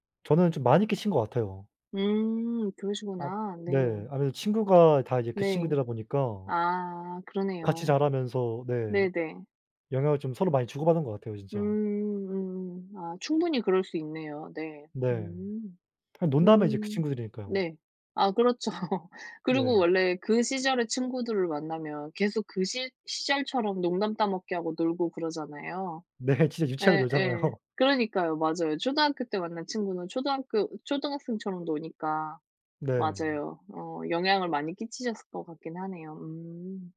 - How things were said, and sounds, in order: laughing while speaking: "그렇죠"; laughing while speaking: "네"; laughing while speaking: "놀잖아요"; tapping
- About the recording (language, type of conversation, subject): Korean, unstructured, 어린 시절에 가장 기억에 남는 순간은 무엇인가요?